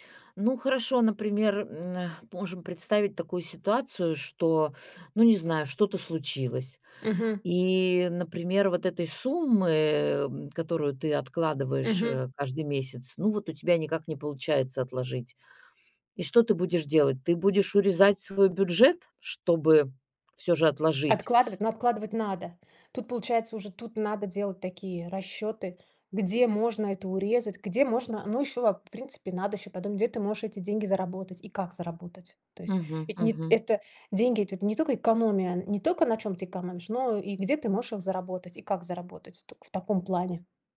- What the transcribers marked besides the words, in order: none
- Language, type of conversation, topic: Russian, podcast, Стоит ли сейчас ограничивать себя ради более комфортной пенсии?